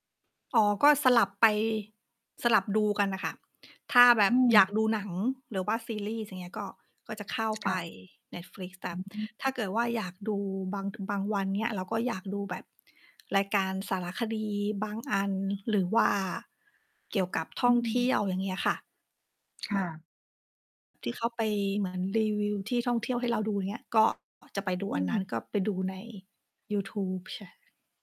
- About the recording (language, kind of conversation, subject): Thai, unstructured, คุณทำอย่างไรเมื่อต้องการผ่อนคลายหลังจากวันที่เหนื่อยมาก?
- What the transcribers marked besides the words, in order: "แต่" said as "แต็บ"; distorted speech